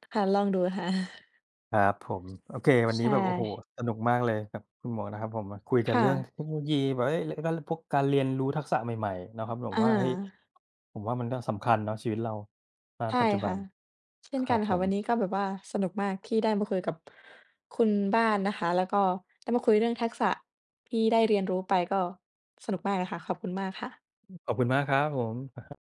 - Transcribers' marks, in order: laughing while speaking: "ค่ะ"; unintelligible speech; other noise
- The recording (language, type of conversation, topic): Thai, unstructured, คุณเคยลองเรียนรู้ทักษะใหม่ๆ แล้วรู้สึกอย่างไรบ้าง?